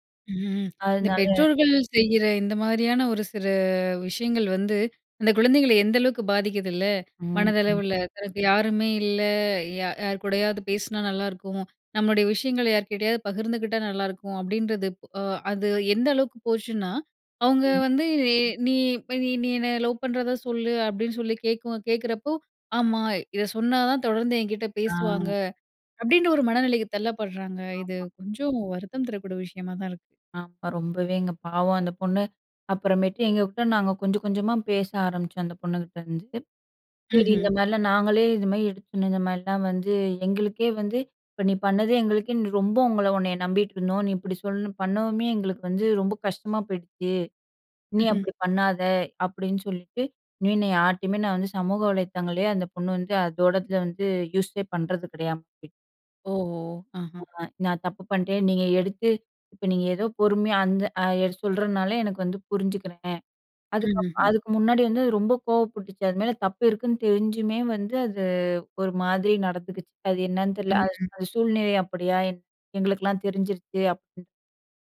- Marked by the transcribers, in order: other noise; sad: "இது கொஞ்சம் வருத்தம் தரக்கூடிய விஷயமா தான் இருக்கு"
- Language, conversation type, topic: Tamil, podcast, நம்பிக்கை குலைந்த நட்பை மீண்டும் எப்படி மீட்டெடுக்கலாம்?